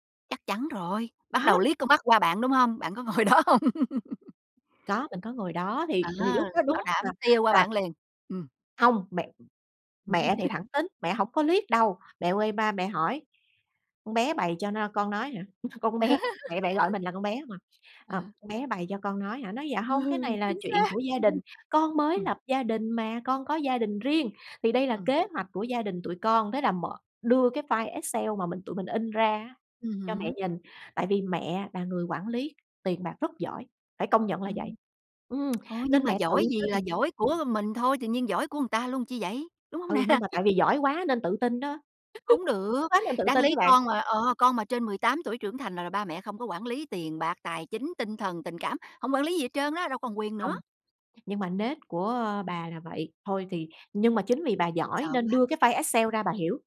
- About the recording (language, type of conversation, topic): Vietnamese, podcast, Làm thế nào để đặt ranh giới với người thân một cách tế nhị?
- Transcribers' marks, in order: tapping; laughing while speaking: "ngồi đó hông?"; laugh; laugh; laughing while speaking: "Con bé"; laugh; other background noise; laugh; tsk; "người" said as "ừn"; laughing while speaking: "nè?"; laugh